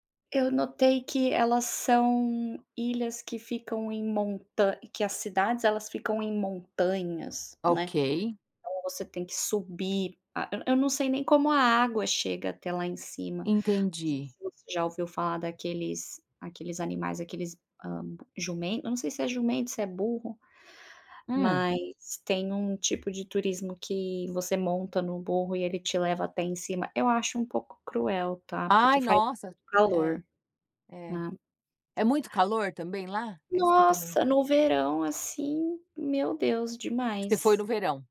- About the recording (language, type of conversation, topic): Portuguese, unstructured, Qual país você sonha em conhecer e por quê?
- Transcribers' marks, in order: tapping